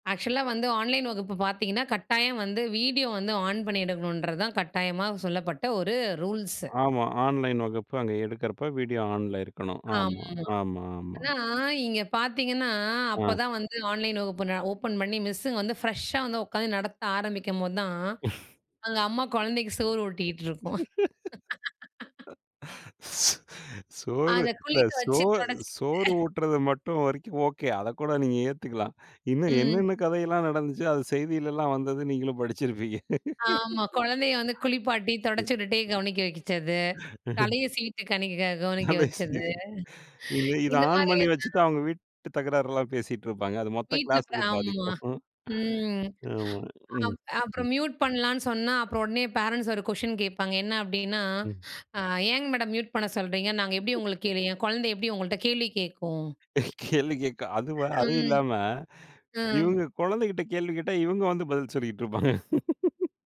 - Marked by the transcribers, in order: laugh; laughing while speaking: "சோறு, இந்த சோ, சோறு ஊட்டுறது … வந்தது நீங்களும் படிச்சிருப்பீங்க"; laugh; chuckle; other noise; laugh; unintelligible speech; laugh; laughing while speaking: "கேள்வி கேட்க அது, அதுவும் இல்லாம … பதில் சொல்லிட்டு இருப்பாங்க"
- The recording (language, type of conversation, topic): Tamil, podcast, தொழில்நுட்பம் கற்றலை எளிதாக்கினதா அல்லது சிரமப்படுத்தினதா?